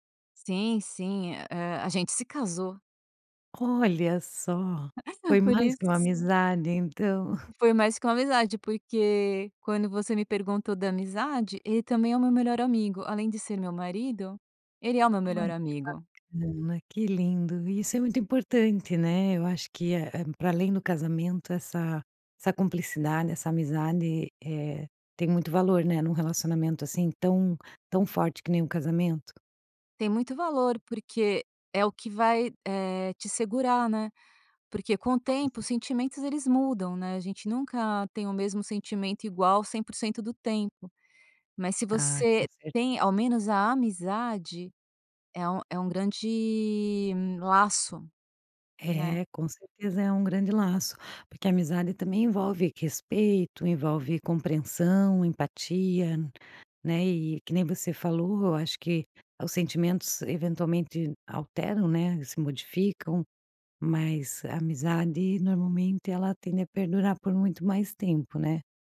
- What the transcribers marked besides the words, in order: chuckle
- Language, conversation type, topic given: Portuguese, podcast, Já fez alguma amizade que durou além da viagem?